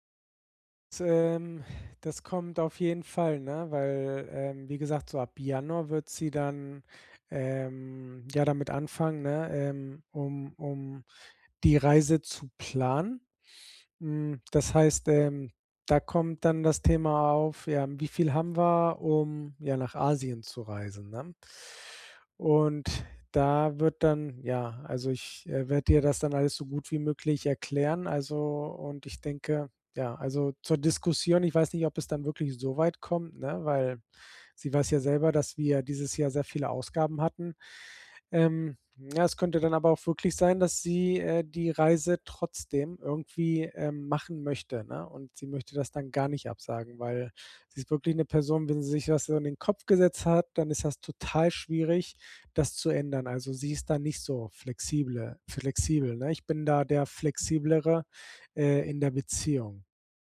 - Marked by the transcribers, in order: none
- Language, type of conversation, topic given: German, advice, Wie plane ich eine Reise, wenn mein Budget sehr knapp ist?